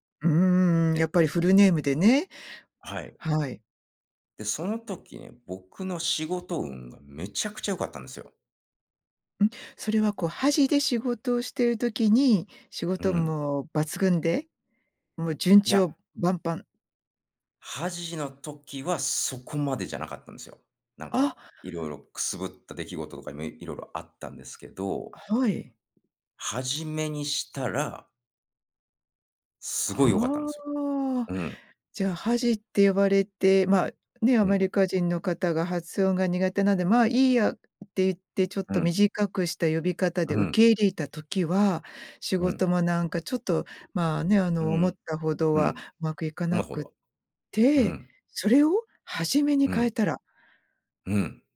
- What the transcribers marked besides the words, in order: "順風満帆" said as "じゅんちょうばんぱん"; other background noise; tapping
- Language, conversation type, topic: Japanese, podcast, 名前や苗字にまつわる話を教えてくれますか？